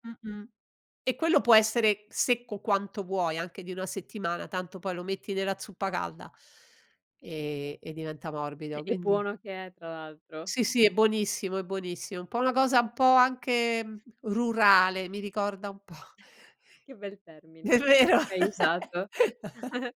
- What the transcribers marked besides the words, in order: other noise; exhale; laughing while speaking: "È vero?"; laugh; giggle
- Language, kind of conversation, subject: Italian, podcast, Come affrontare lo spreco alimentare a casa, secondo te?
- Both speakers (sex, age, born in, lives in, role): female, 25-29, Italy, Italy, host; female, 60-64, Italy, Italy, guest